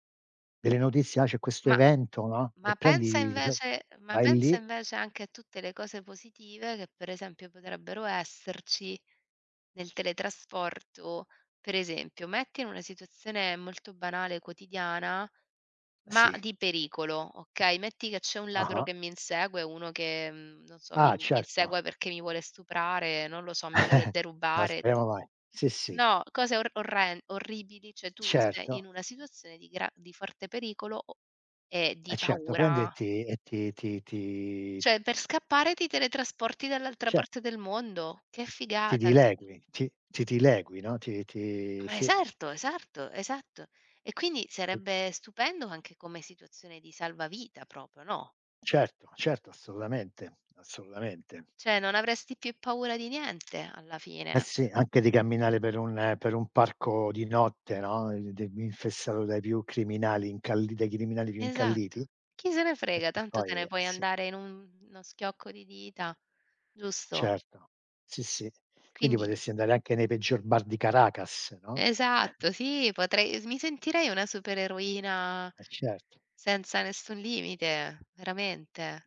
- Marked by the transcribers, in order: chuckle; "cioè" said as "ceh"; "Cioè" said as "ceh"; other background noise; "esatto" said as "eserto"; "esatto" said as "esarto"; "Okay" said as "Oka"; "Cioè" said as "ceh"; "cioè" said as "ceh"; "Quindi" said as "qindi"; chuckle; tapping
- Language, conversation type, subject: Italian, unstructured, Se potessi teletrasportarti in qualsiasi momento, come cambierebbe la tua routine quotidiana?